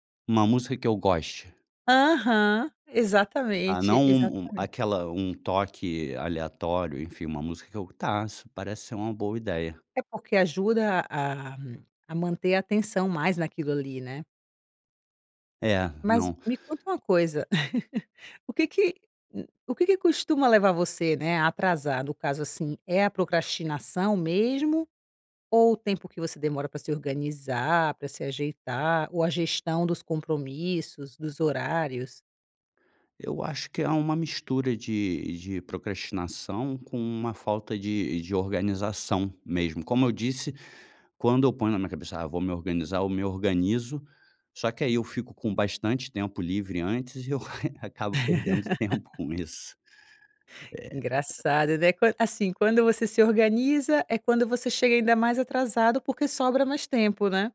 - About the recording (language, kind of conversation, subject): Portuguese, advice, Por que estou sempre atrasado para compromissos importantes?
- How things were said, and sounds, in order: laugh; laugh; chuckle; other noise